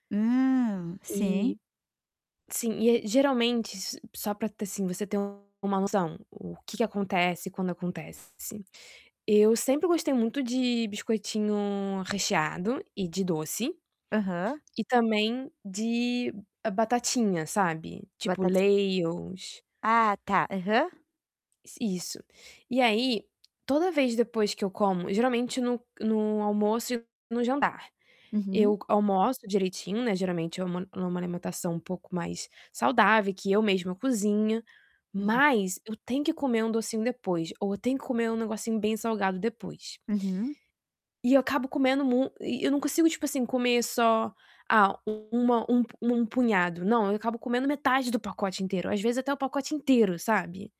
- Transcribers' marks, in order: distorted speech; tapping
- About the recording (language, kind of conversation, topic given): Portuguese, advice, Como posso equilibrar prazer e saúde na alimentação sem consumir tantos alimentos ultraprocessados?